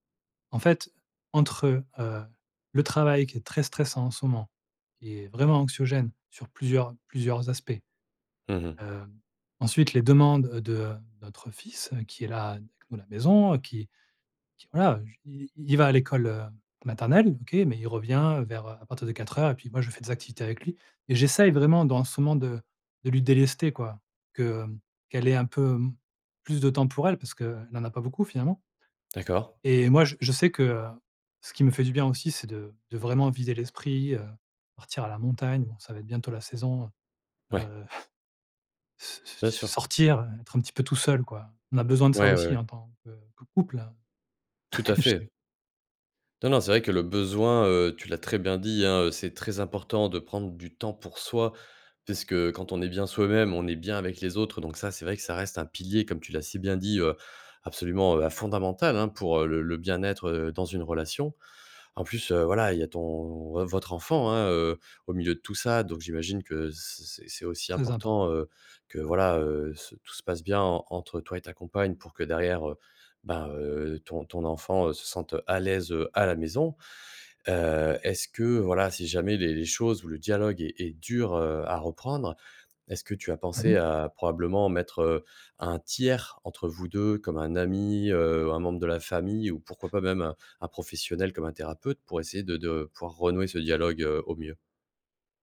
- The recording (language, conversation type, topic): French, advice, Comment réagir lorsque votre partenaire vous reproche constamment des défauts ?
- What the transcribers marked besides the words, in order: tapping; other background noise; chuckle